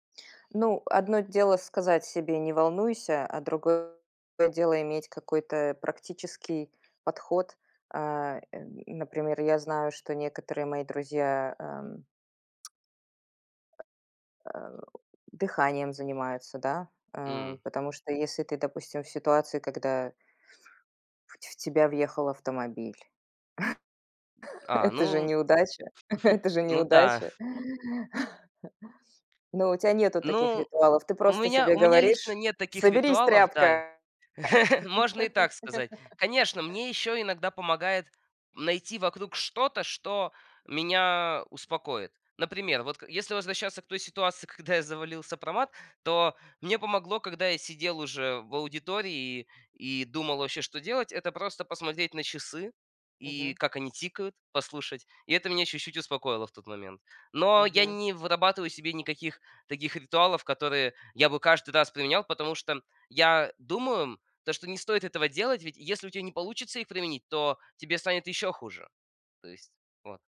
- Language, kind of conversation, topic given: Russian, podcast, Как ты обычно справляешься с неудачами?
- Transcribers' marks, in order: tapping; chuckle; chuckle; chuckle; laugh